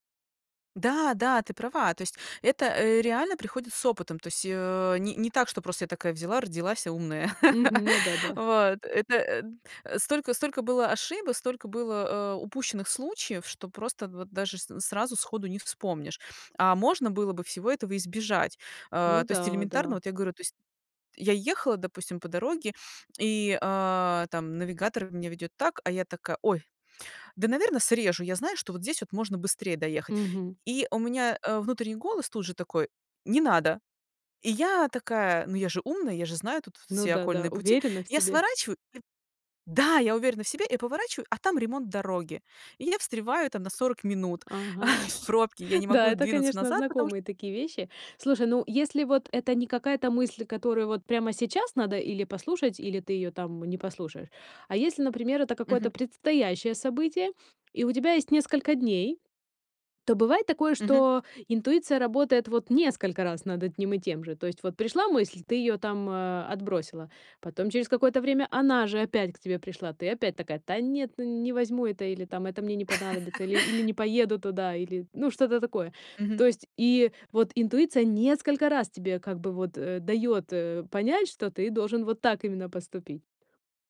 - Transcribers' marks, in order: tapping; laugh; other background noise; chuckle; laugh
- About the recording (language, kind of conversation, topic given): Russian, podcast, Как научиться доверять себе при важных решениях?